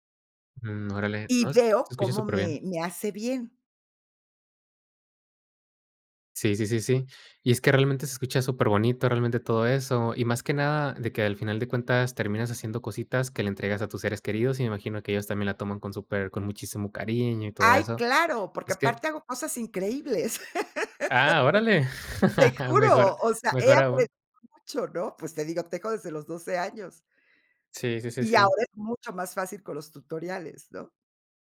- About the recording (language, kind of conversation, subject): Spanish, podcast, ¿Cómo te permites descansar sin culpa?
- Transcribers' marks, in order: laugh; chuckle